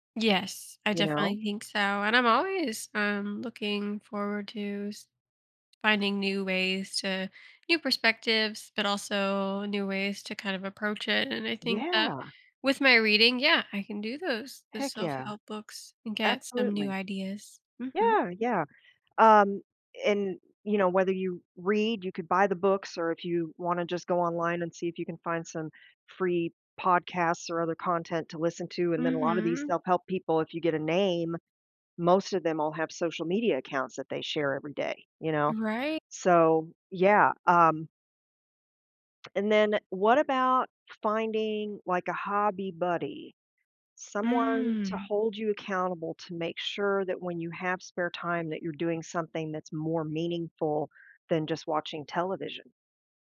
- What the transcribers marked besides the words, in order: drawn out: "Mm"
- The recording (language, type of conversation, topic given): English, advice, How can I make everyday tasks feel more meaningful?